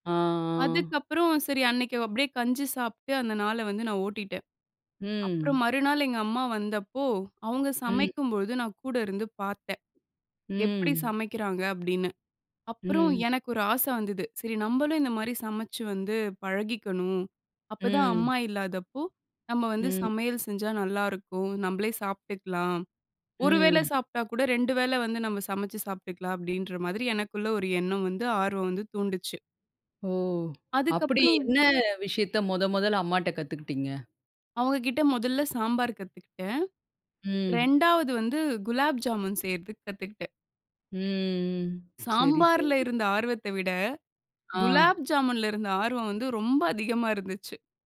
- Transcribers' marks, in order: drawn out: "ஆ"
- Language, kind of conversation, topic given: Tamil, podcast, உங்களுக்குச் சமையலின் மீது ஆர்வம் எப்படி வளர்ந்தது?